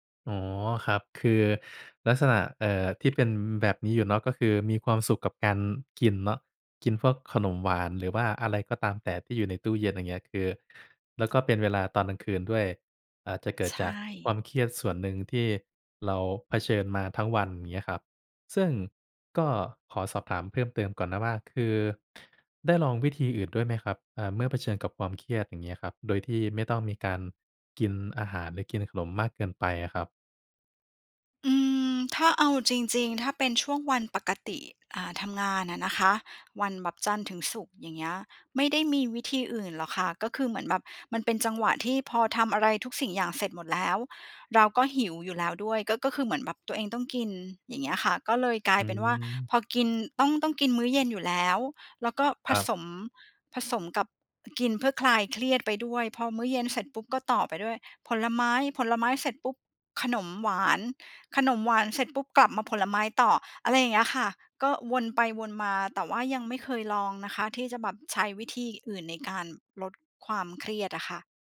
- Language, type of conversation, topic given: Thai, advice, ทำไมฉันถึงกินมากเวลาเครียดแล้วรู้สึกผิด และควรจัดการอย่างไร?
- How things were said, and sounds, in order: none